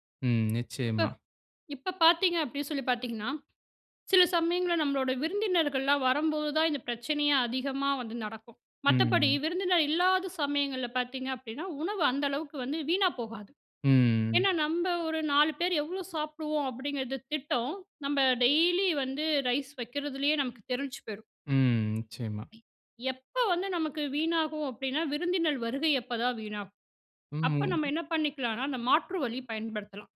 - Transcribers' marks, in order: other noise
- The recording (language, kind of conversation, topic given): Tamil, podcast, மீதமுள்ள உணவுகளை எப்படிச் சேமித்து, மறுபடியும் பயன்படுத்தி அல்லது பிறருடன் பகிர்ந்து கொள்கிறீர்கள்?